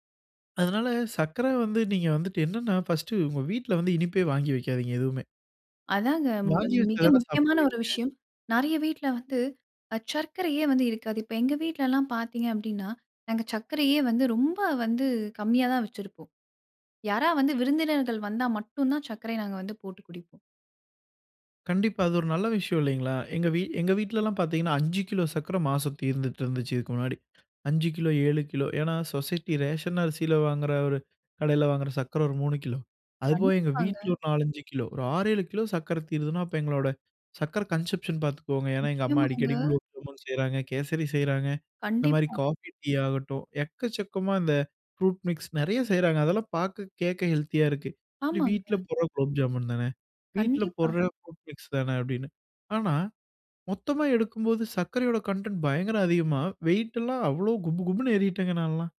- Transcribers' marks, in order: in English: "சொசைட்டி"; in English: "கன்சம்ப்ஷன்"; in English: "ஹெல்த்தியா"; in English: "கன்டென்ட்"
- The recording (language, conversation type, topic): Tamil, podcast, இனிப்புகளை எவ்வாறு கட்டுப்பாட்டுடன் சாப்பிடலாம்?